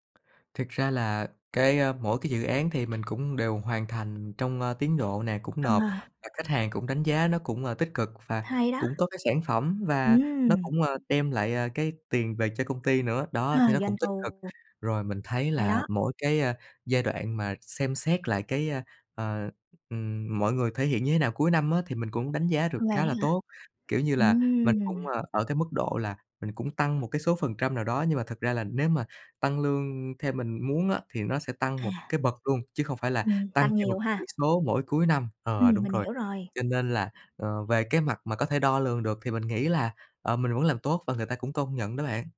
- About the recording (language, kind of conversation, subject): Vietnamese, advice, Bạn lo lắng điều gì khi đề xuất tăng lương hoặc thăng chức?
- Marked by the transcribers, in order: other background noise; tapping